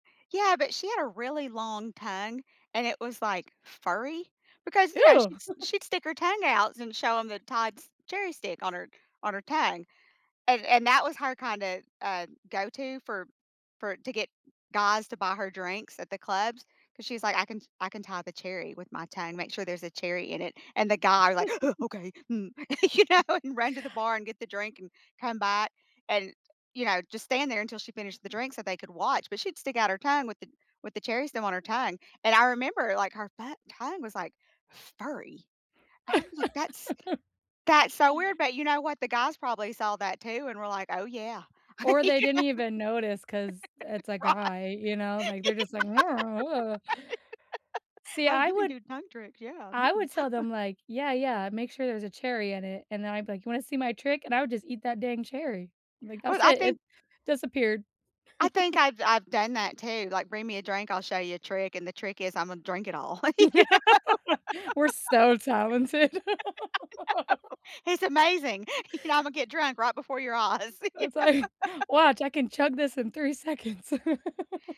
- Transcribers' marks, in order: chuckle; tapping; other background noise; chuckle; laughing while speaking: "you know"; laugh; laughing while speaking: "you know? Right. Y Right"; groan; laugh; chuckle; chuckle; chuckle; laughing while speaking: "you know? I know"; laugh; chuckle; laughing while speaking: "eyes. Yeah"; laughing while speaking: "like"; laugh; chuckle
- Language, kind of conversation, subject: English, unstructured, Which movie, TV show, or video game soundtracks defined your teenage years, and what memories do they bring back?
- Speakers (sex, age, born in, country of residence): female, 35-39, United States, United States; female, 50-54, United States, United States